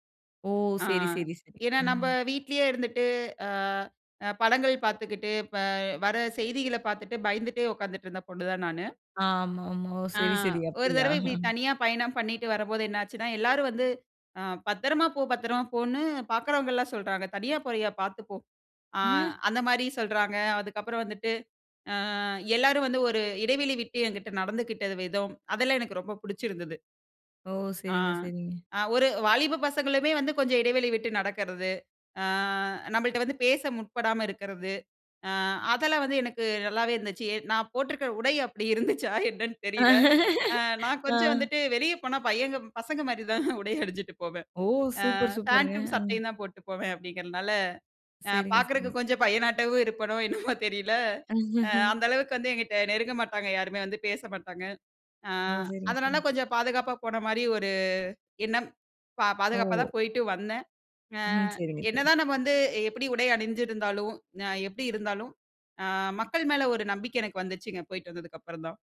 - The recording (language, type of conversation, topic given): Tamil, podcast, தனியாகப் பயணம் செய்த போது நீங்கள் சந்தித்த சவால்கள் என்னென்ன?
- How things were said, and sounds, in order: laughing while speaking: "அப்டியா?"; chuckle; laughing while speaking: "என்னன்னு தெரியல"; laugh; laughing while speaking: "மாரி தான், உடை அணிஞ்சுட்டு போவேன்"; laughing while speaking: "என்னவோ தெரியல"; chuckle